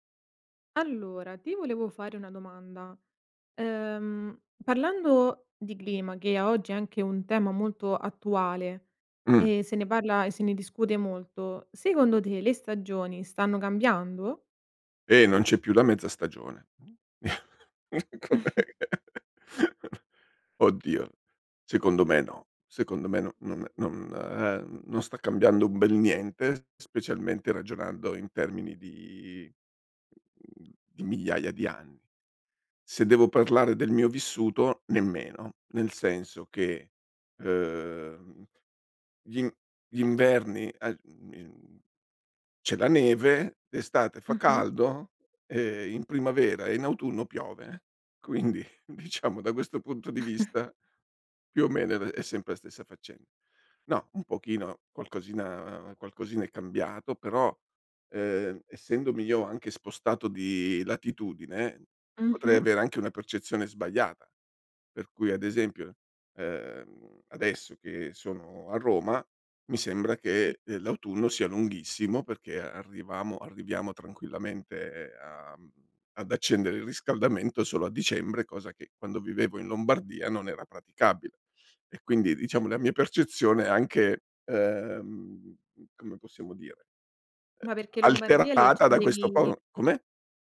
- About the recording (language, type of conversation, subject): Italian, podcast, In che modo i cambiamenti climatici stanno modificando l’andamento delle stagioni?
- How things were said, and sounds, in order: chuckle; laughing while speaking: "com'è"; chuckle; laughing while speaking: "diciamo"; chuckle